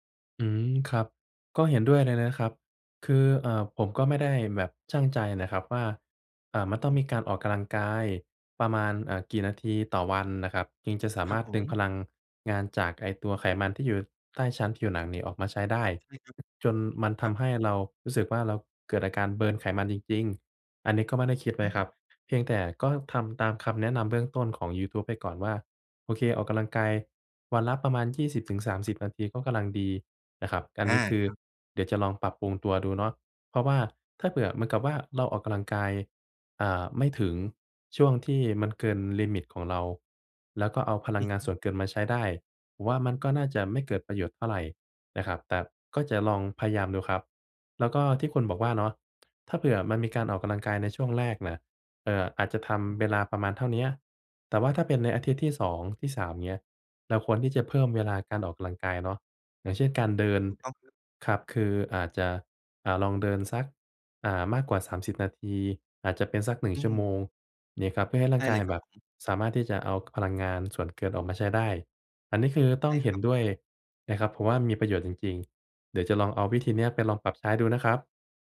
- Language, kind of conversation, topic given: Thai, advice, ฉันจะวัดความคืบหน้าเล็กๆ ในแต่ละวันได้อย่างไร?
- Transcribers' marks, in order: in English: "burn"; other background noise